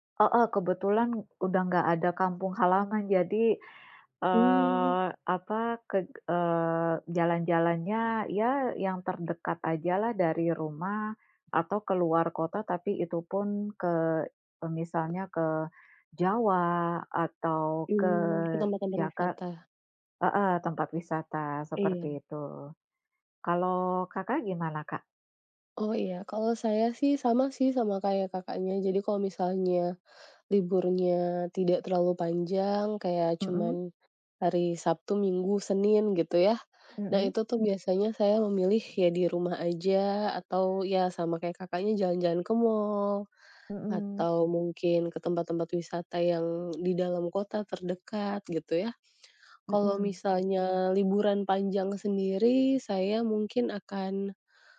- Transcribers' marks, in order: other background noise; tapping
- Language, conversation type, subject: Indonesian, unstructured, Apa kegiatan favoritmu saat libur panjang tiba?